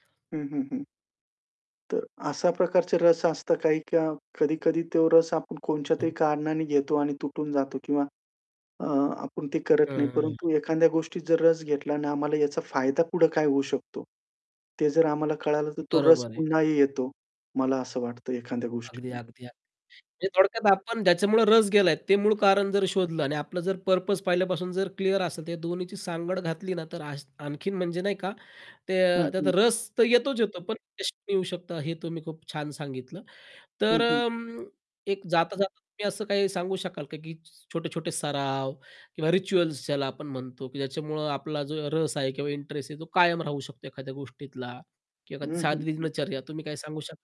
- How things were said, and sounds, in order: static; tapping; unintelligible speech; other background noise; distorted speech; in English: "पर्पज"; unintelligible speech; in English: "रिच्युअल्स"
- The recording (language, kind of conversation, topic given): Marathi, podcast, रस ओसरल्यावर तुम्ही पुन्हा प्रेरणा आणि आवड कशी परत मिळवता?